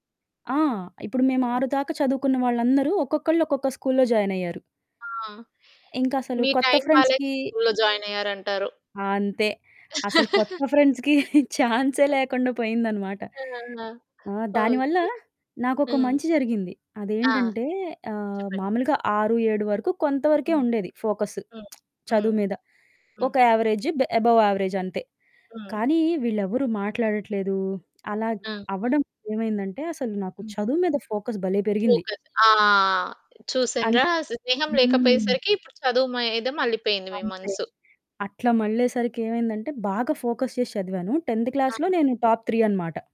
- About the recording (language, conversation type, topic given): Telugu, podcast, స్నేహం మీ జీవితాన్ని ఎలా ప్రభావితం చేసింది?
- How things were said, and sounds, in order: other background noise; in English: "ఫ్రెండ్స్‌కీ"; in English: "ఫ్రెండ్స్‌కీ"; giggle; chuckle; lip smack; in English: "అబవ్ యావరేజ్"; in English: "ఫోకస్"; in English: "ఫోకస్"; background speech; in English: "ఫోకస్"; in English: "టెన్త్ క్లాస్‌లో"; in English: "టాప్ త్రీ"